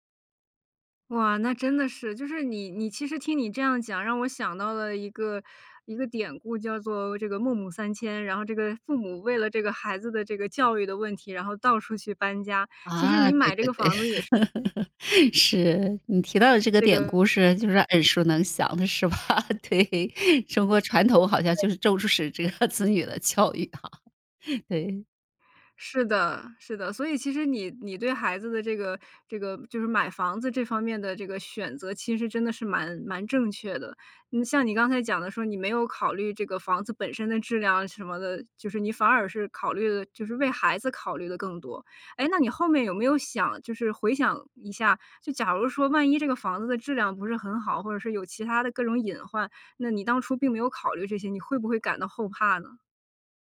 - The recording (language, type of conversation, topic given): Chinese, podcast, 你第一次买房的心路历程是怎样？
- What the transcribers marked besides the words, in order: laugh; other background noise; laughing while speaking: "是吧？对，中国传统好像就是重视这个子女的教育哈"; unintelligible speech; "反而" said as "反耳"